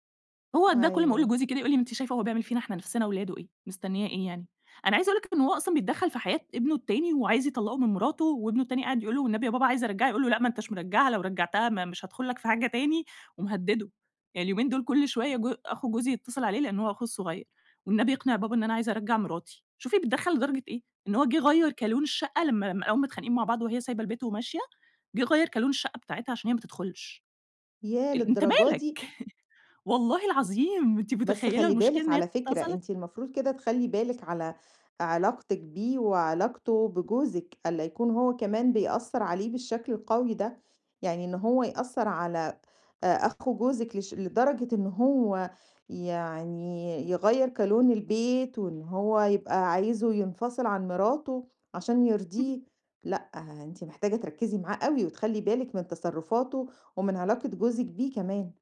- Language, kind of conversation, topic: Arabic, advice, إزاي أتعامل مع تدخل أهل شريكي المستمر اللي بيسبّب توتر بينا؟
- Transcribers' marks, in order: tapping; chuckle; unintelligible speech